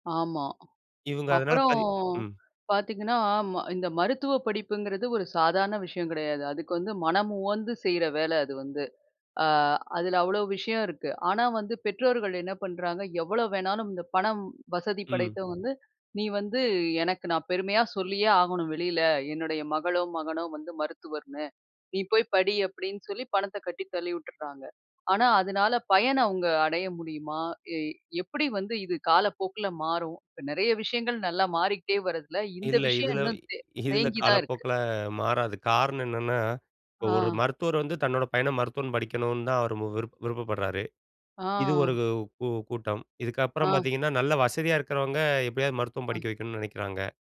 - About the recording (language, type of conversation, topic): Tamil, podcast, சம்பளம் மற்றும் ஆனந்தம் இதில் எதற்கு நீங்கள் முன்னுரிமை அளிப்பீர்கள்?
- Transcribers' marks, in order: drawn out: "அப்புறம்"; chuckle; other noise